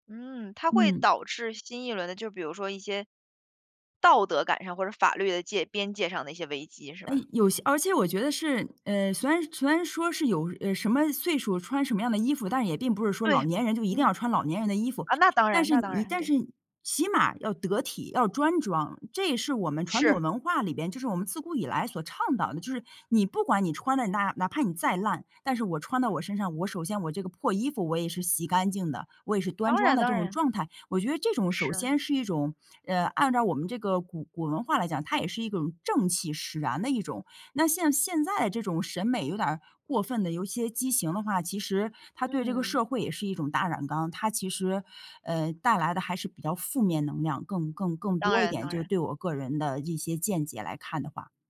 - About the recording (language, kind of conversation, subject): Chinese, podcast, 你通常从哪里获取穿搭灵感？
- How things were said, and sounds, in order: none